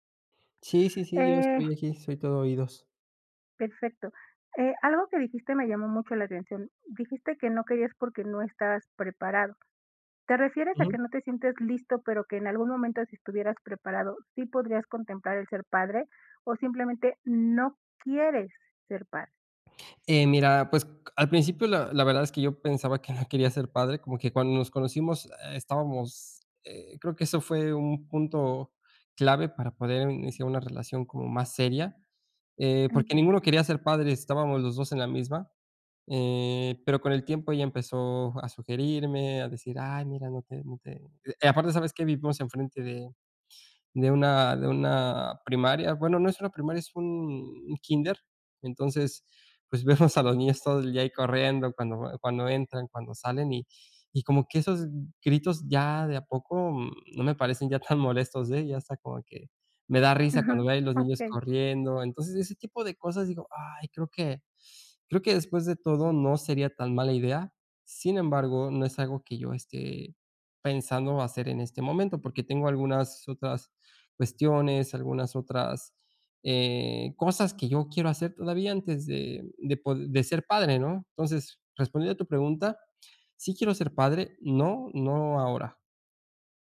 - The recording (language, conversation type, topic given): Spanish, advice, ¿Cómo podemos gestionar nuestras diferencias sobre los planes a futuro?
- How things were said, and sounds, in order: chuckle